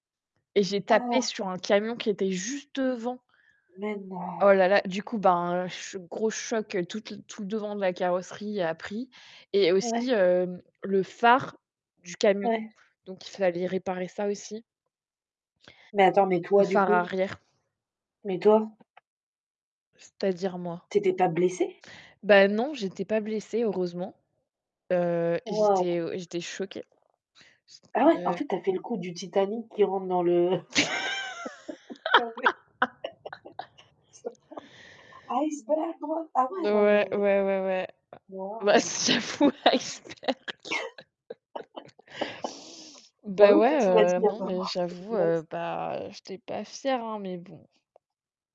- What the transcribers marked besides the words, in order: static; distorted speech; background speech; tapping; other background noise; laugh; laughing while speaking: "bah oui"; laugh; unintelligible speech; laugh; laugh; unintelligible speech; laugh; unintelligible speech; put-on voice: "Iceberg en"; laughing while speaking: "j'avoue, l'iceberg"; laugh
- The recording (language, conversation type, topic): French, unstructured, Êtes-vous plutôt optimiste ou pessimiste dans la vie ?